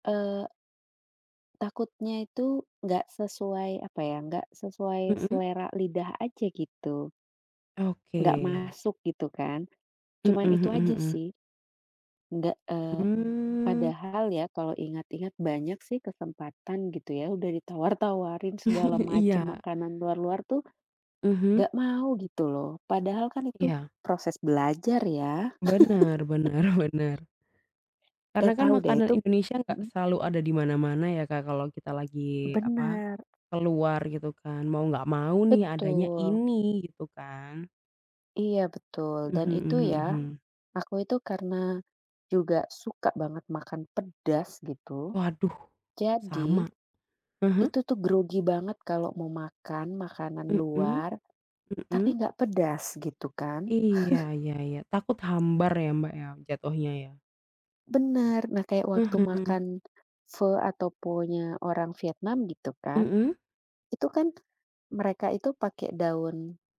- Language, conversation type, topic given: Indonesian, unstructured, Bagaimana cara kamu meyakinkan teman untuk mencoba makanan baru?
- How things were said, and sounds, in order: other background noise; chuckle; chuckle; laugh; chuckle